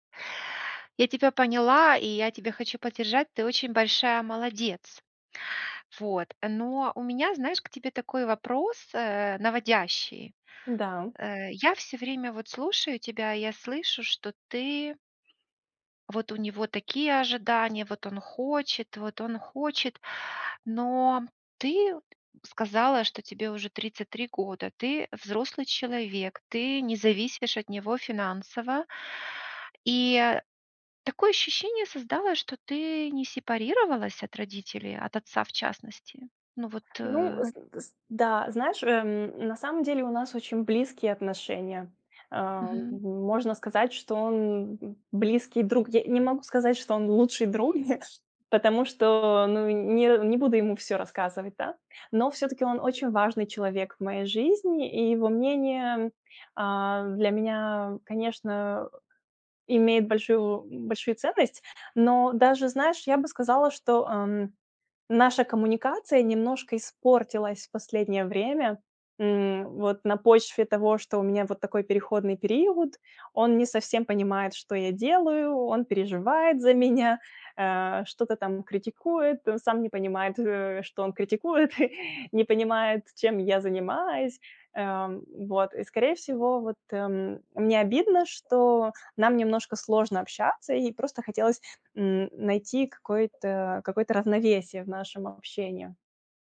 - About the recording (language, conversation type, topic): Russian, advice, Как понять, что для меня означает успех, если я боюсь не соответствовать ожиданиям других?
- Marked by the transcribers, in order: tapping; chuckle; chuckle